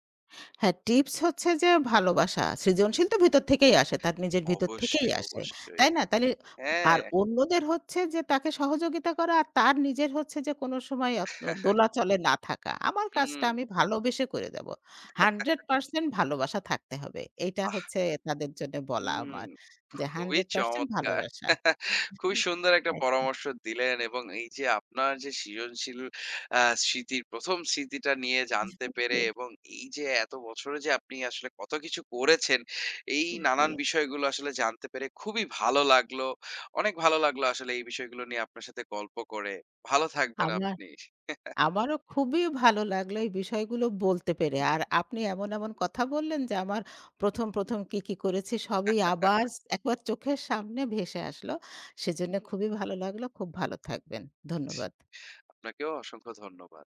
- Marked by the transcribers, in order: laugh; chuckle; laugh; chuckle; other noise; tapping; laugh; laugh
- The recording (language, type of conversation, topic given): Bengali, podcast, আপনার সৃজনশীলতার প্রথম স্মৃতি কী?